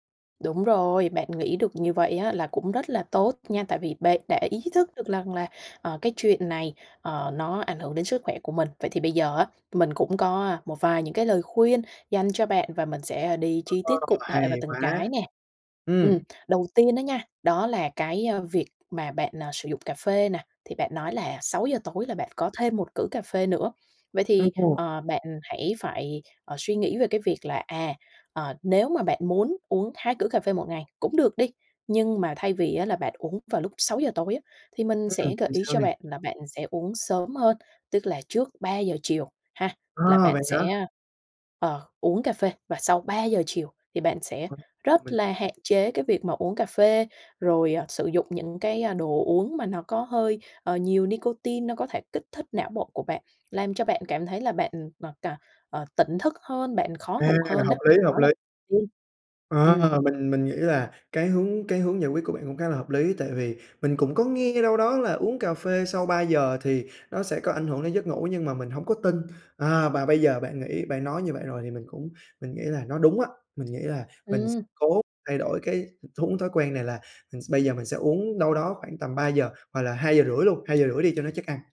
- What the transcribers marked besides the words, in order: tapping; unintelligible speech; unintelligible speech; unintelligible speech; in English: "nicotine"; unintelligible speech; other noise
- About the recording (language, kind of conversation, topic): Vietnamese, advice, Tôi bị mất ngủ, khó ngủ vào ban đêm vì suy nghĩ không ngừng, tôi nên làm gì?